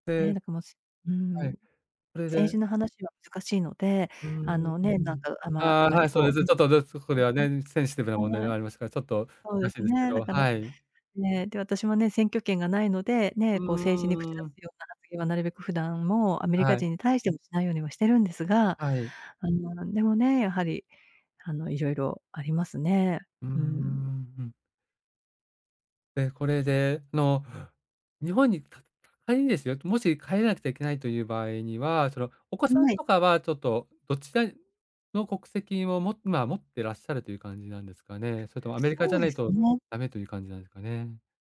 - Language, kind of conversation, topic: Japanese, advice, 将来の見通しが立たず急な収入変化が不安なとき、どう備えればよいですか？
- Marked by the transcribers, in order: unintelligible speech